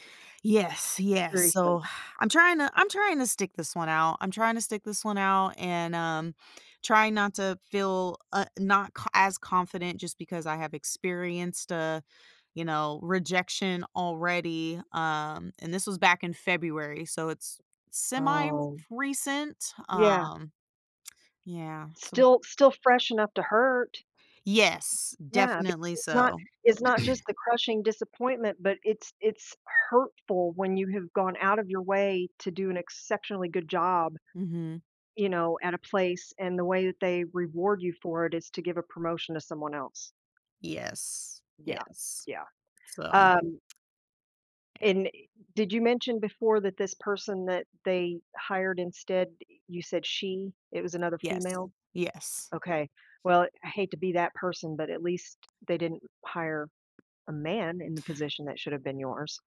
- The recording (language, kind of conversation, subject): English, advice, How can I prepare for my new job?
- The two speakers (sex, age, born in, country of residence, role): female, 35-39, United States, United States, user; female, 55-59, United States, United States, advisor
- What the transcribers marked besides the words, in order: sigh; tapping; throat clearing